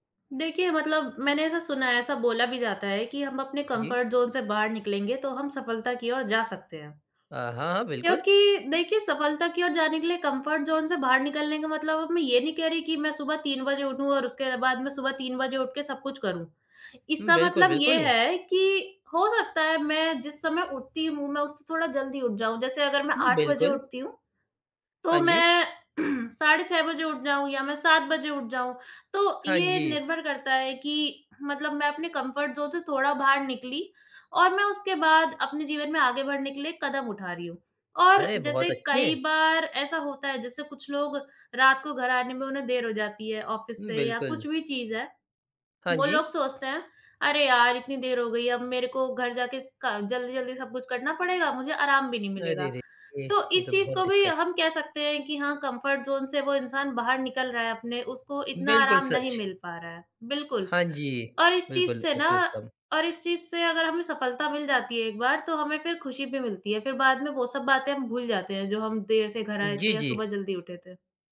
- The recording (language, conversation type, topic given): Hindi, podcast, आप अपने आराम क्षेत्र से बाहर निकलकर नया कदम कैसे उठाते हैं?
- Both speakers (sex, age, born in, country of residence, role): female, 20-24, India, India, guest; male, 20-24, India, India, host
- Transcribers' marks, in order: in English: "कम्फ़र्ट ज़ोन"; in English: "कम्फ़र्ट ज़ोन"; throat clearing; in English: "कम्फ़र्ट ज़ोन"; in English: "ऑफ़िस"; in English: "कम्फ़र्ट ज़ोन"